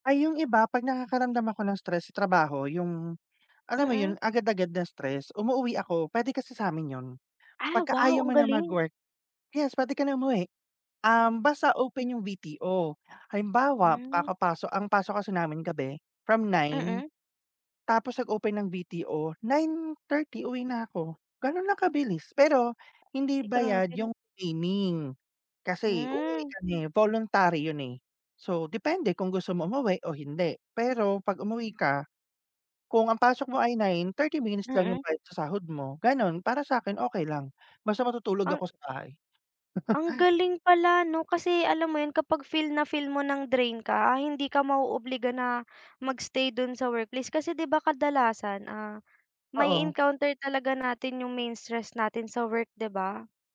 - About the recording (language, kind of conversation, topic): Filipino, unstructured, Ano ang ginagawa mo kapag nakakaramdam ka ng matinding pagkapagod o pag-aalala?
- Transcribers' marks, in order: other background noise; chuckle